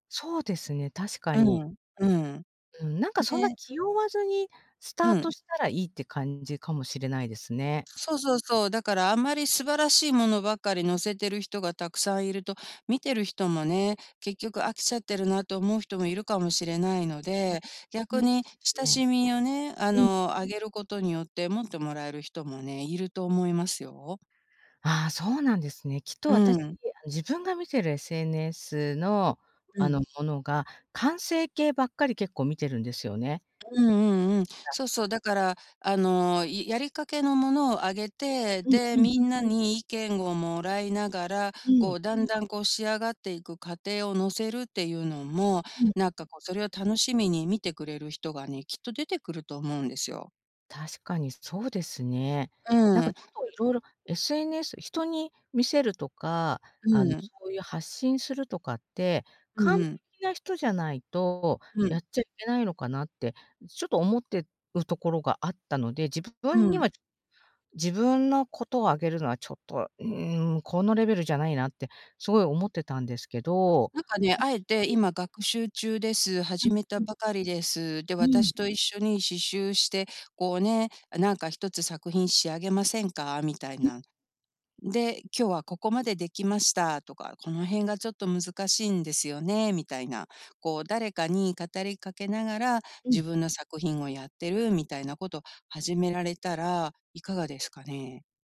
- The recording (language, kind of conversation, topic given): Japanese, advice, 他人と比べるのをやめて視野を広げるには、どうすればよいですか？
- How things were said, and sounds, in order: other background noise; unintelligible speech